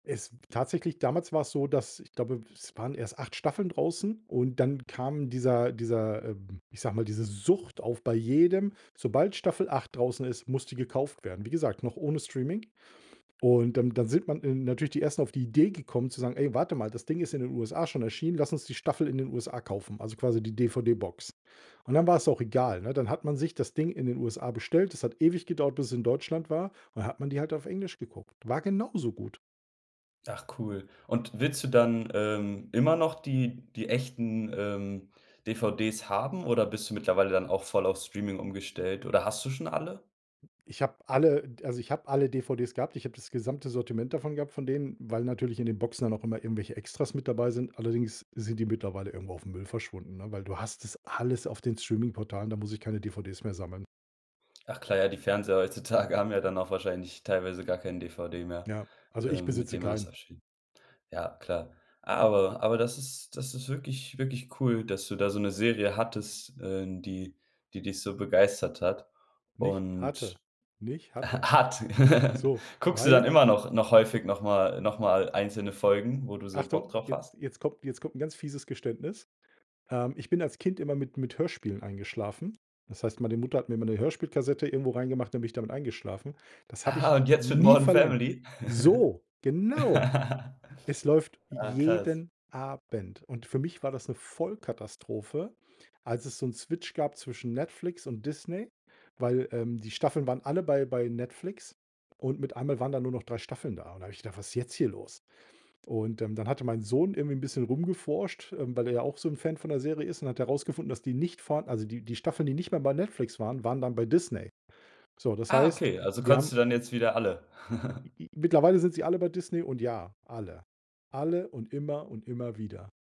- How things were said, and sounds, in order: other background noise; laughing while speaking: "heutzutage"; giggle; laughing while speaking: "Ah"; stressed: "nie"; laughing while speaking: "Morden"; "Modern" said as "Morden"; stressed: "So, genau"; stressed: "jeden Abend"; laugh; giggle
- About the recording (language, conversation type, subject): German, podcast, Welche Serie hast du komplett verschlungen?